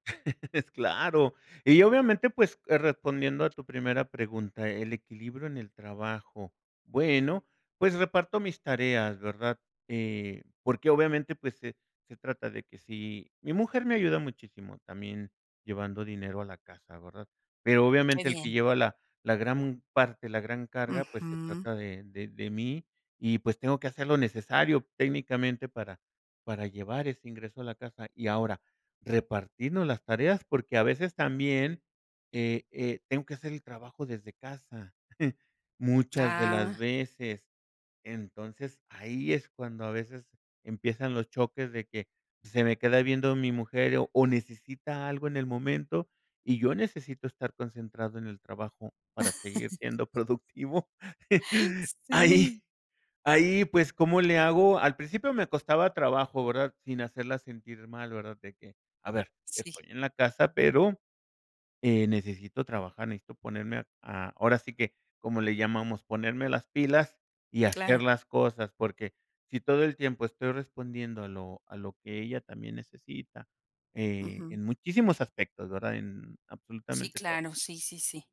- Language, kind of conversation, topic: Spanish, podcast, ¿Cómo equilibras el trabajo y la vida familiar sin volverte loco?
- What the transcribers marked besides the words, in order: chuckle; tapping; chuckle; laugh; chuckle